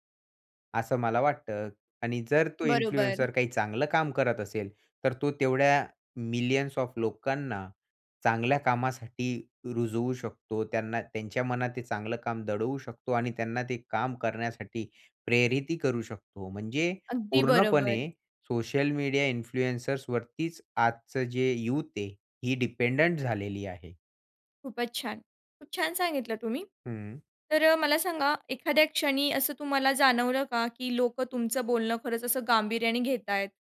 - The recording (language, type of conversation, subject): Marathi, podcast, इन्फ्लुएन्सर्सकडे त्यांच्या कंटेंटबाबत कितपत जबाबदारी असावी असं तुम्हाला वाटतं?
- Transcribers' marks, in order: in English: "इन्फ्लुएन्सर"; in English: "ऑफ"; in English: "इन्फ्लुएंसर्स"; in English: "डिपेंडंट"